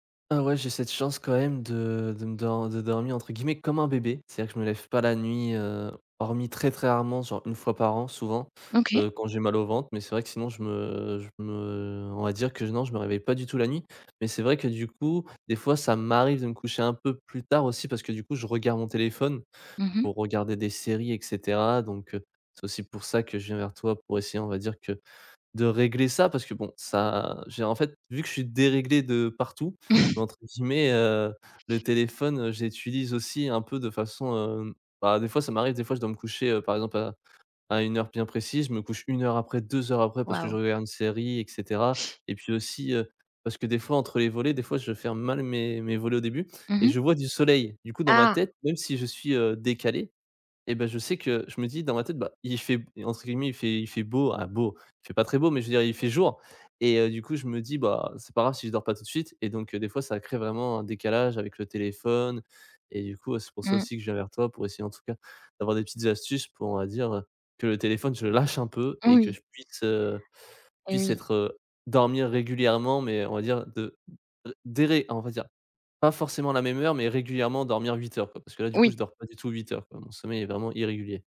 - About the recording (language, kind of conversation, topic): French, advice, Comment gérer des horaires de sommeil irréguliers à cause du travail ou d’obligations ?
- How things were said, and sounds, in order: other background noise; stressed: "déréglé"; chuckle; tapping; stressed: "deux"; stressed: "Ah"; drawn out: "vraiment"; stressed: "lâche"